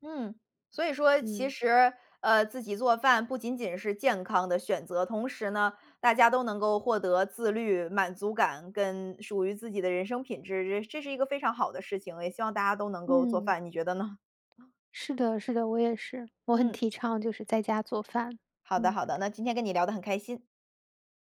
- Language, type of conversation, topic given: Chinese, podcast, 你怎么看外卖和自己做饭的区别？
- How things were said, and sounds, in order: none